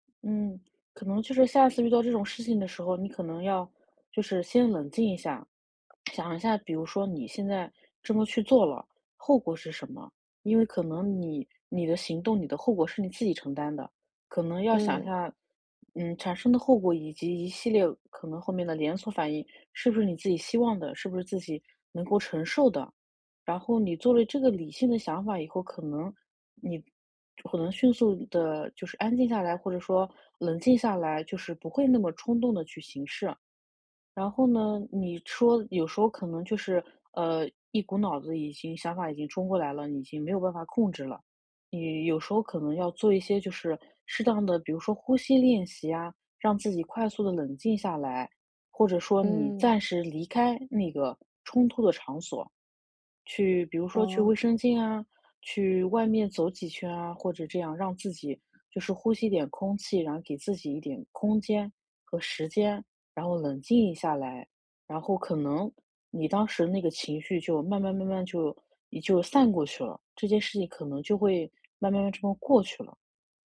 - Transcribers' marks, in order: tapping
- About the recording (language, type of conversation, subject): Chinese, advice, 我怎样才能更好地控制冲动和情绪反应？